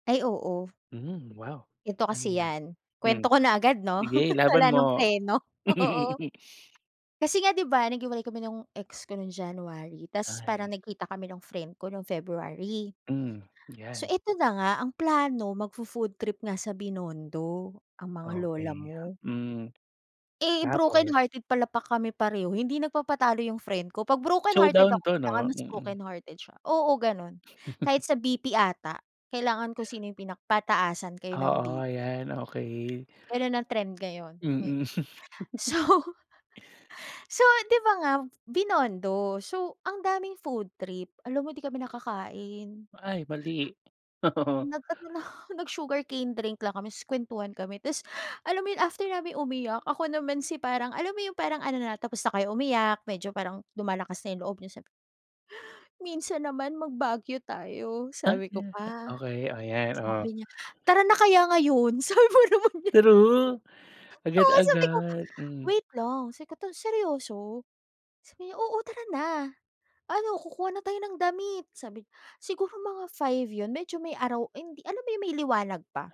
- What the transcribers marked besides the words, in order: laughing while speaking: "Wala ng preno. Oo"; laugh; gasp; gasp; gasp; gasp; chuckle; gasp; laughing while speaking: "So"; gasp; joyful: "So, 'di ba nga"; gasp; gasp; gasp; gasp; laughing while speaking: "Sabi ba naman niya"; gasp; laughing while speaking: "Oo sabi ko"; gasp
- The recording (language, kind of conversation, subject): Filipino, podcast, May nakakatawang aberya ka ba sa biyahe na gusto mong ikuwento?